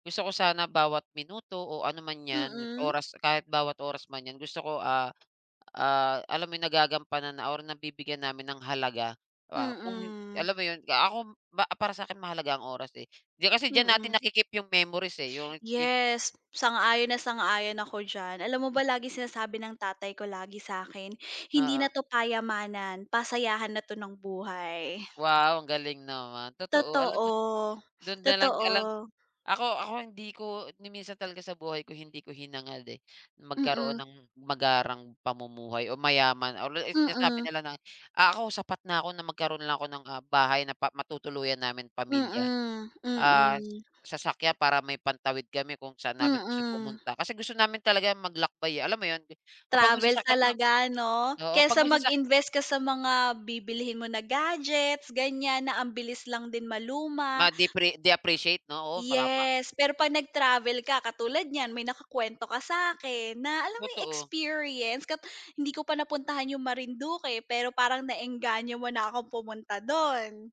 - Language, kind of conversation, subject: Filipino, unstructured, Ano ang pinakatumatak mong karanasan sa paglalakbay?
- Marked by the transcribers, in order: tapping; other background noise